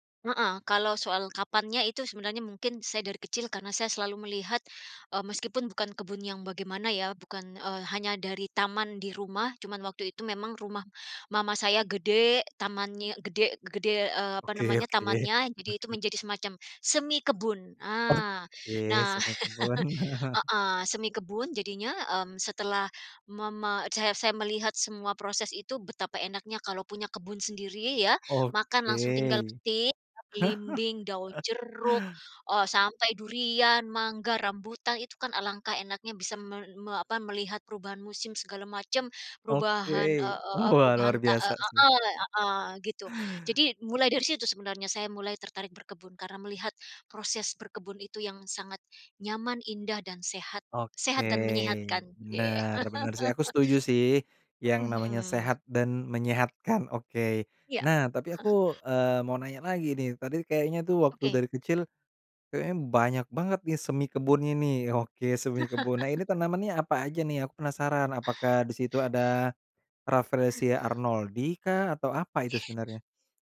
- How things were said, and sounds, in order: chuckle; chuckle; chuckle; chuckle; chuckle
- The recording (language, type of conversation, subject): Indonesian, podcast, Kenapa kamu tertarik mulai berkebun, dan bagaimana caranya?